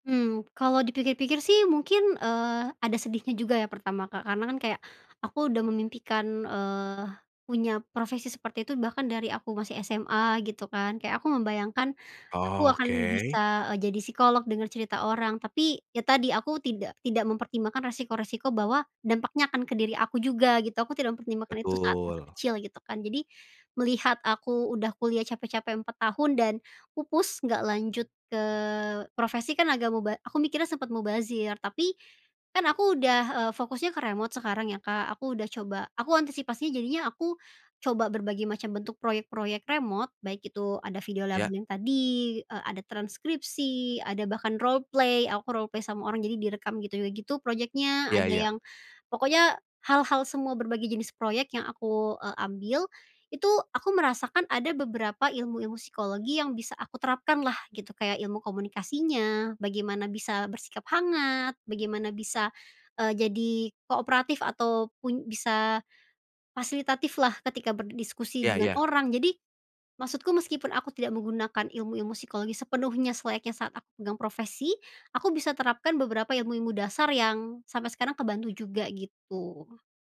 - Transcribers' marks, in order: in English: "roleplay"; in English: "roleplay"
- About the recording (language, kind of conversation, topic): Indonesian, podcast, Pernah ngerasa tersesat? Gimana kamu keluar dari situ?